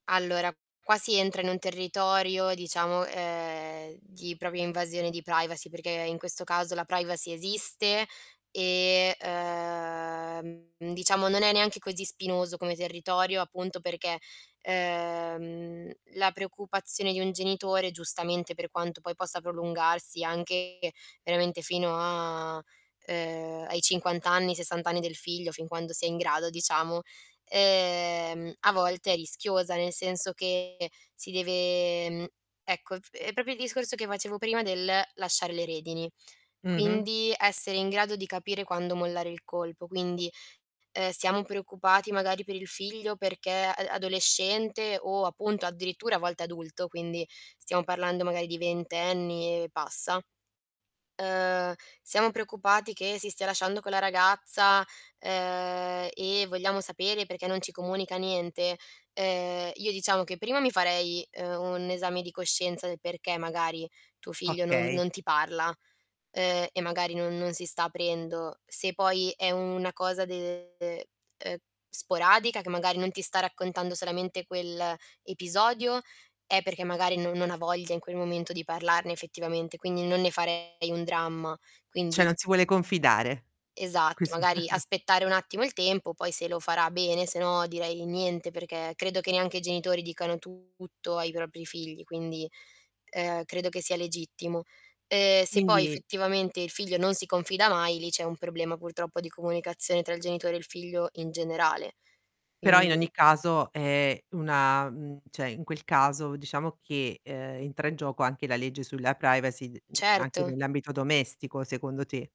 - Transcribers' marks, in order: static; other background noise; "propria" said as "propia"; distorted speech; drawn out: "uhm"; drawn out: "ehm"; tapping; drawn out: "a"; drawn out: "deve"; "proprio" said as "propio"; chuckle; "cioè" said as "ceh"
- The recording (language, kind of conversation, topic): Italian, podcast, Come stanno cambiando le regole sull’uso del telefono e il rispetto della privacy in casa?